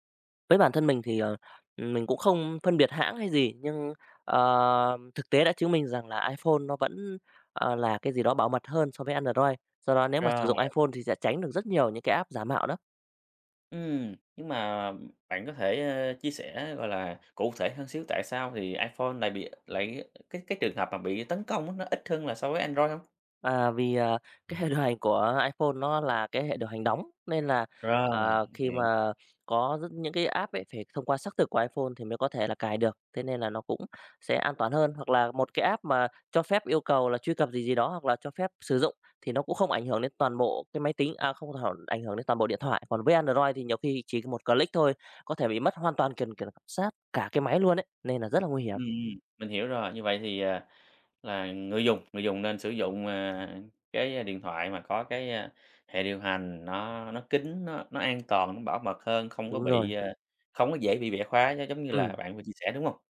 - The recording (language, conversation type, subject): Vietnamese, podcast, Bạn đã từng bị lừa đảo trên mạng chưa, bạn có thể kể lại câu chuyện của mình không?
- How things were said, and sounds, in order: in English: "app"; tapping; in English: "app"; in English: "app"; unintelligible speech; in English: "click"; other noise; other background noise